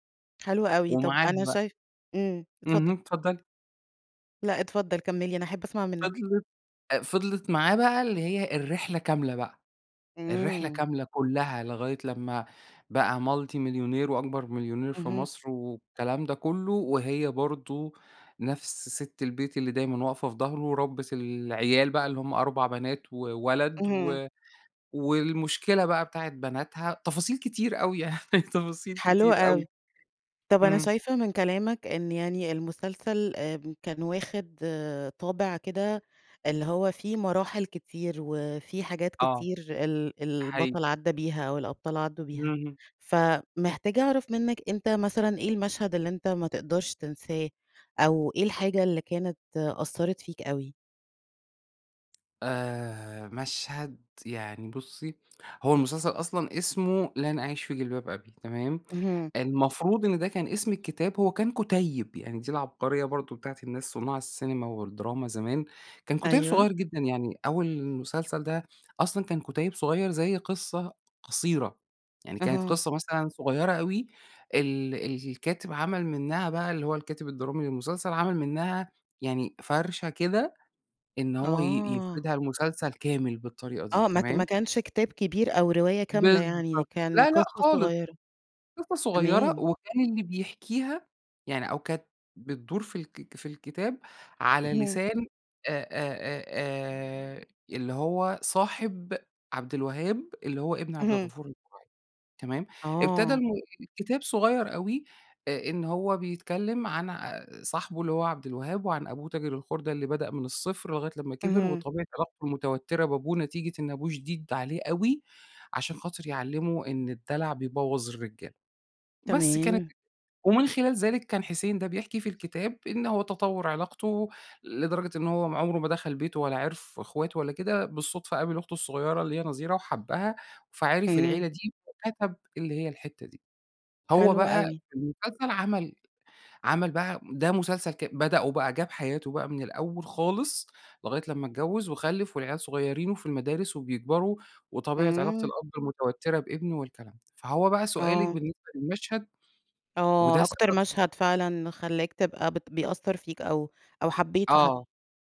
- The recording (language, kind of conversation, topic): Arabic, podcast, احكيلي عن مسلسل أثر فيك؟
- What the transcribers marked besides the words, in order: in English: "multi"; laughing while speaking: "يعني تفاصيل كتير أوي"; other noise; unintelligible speech; tapping